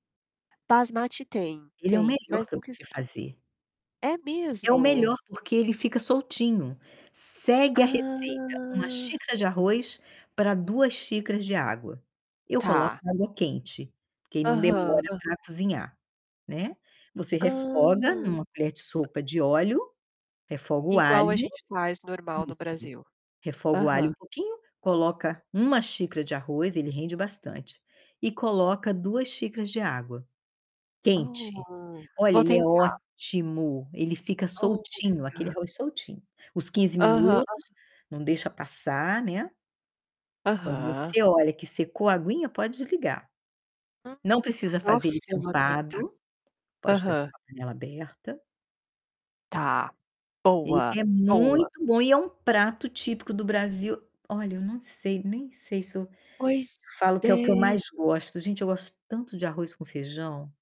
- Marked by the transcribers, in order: tapping; drawn out: "Ah"; distorted speech
- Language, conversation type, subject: Portuguese, unstructured, Qual prato típico do Brasil você mais gosta?